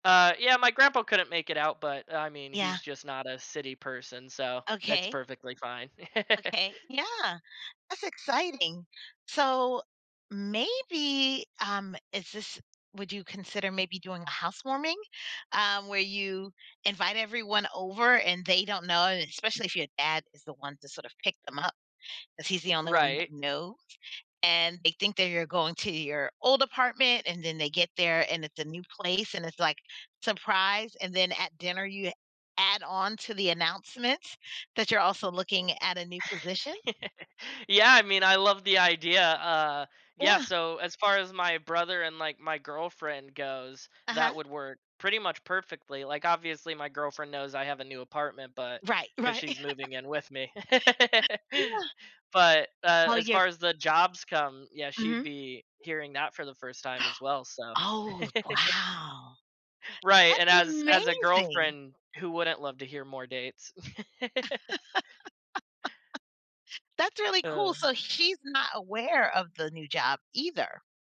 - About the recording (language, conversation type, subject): English, advice, How can I share good news with my family in a way that feels positive and considerate?
- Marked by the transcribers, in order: other background noise; chuckle; chuckle; laugh; tapping; laugh; gasp; chuckle; laugh